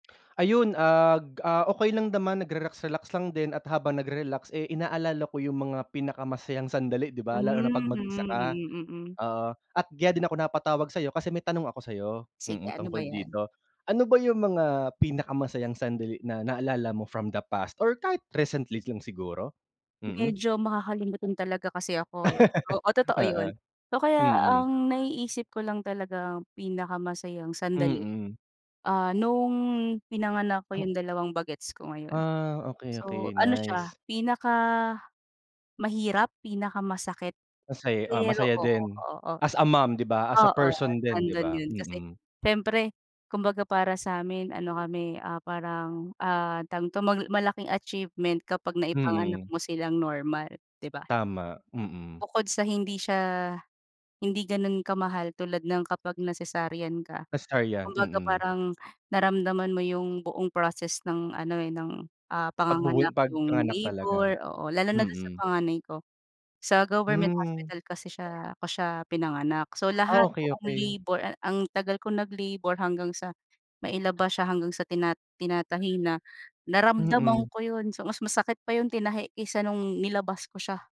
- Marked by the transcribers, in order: lip smack; other background noise; tapping
- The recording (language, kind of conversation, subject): Filipino, unstructured, Ano ang pinakamasayang sandaling naaalala mo?